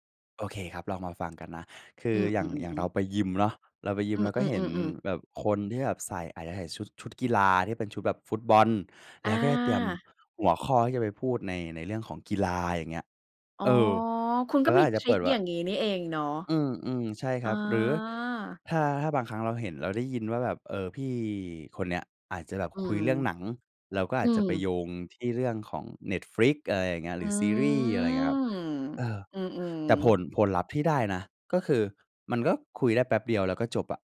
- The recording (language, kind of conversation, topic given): Thai, podcast, จะเริ่มคุยกับคนแปลกหน้าอย่างไรให้คุยกันต่อได้?
- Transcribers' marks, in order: drawn out: "อืม"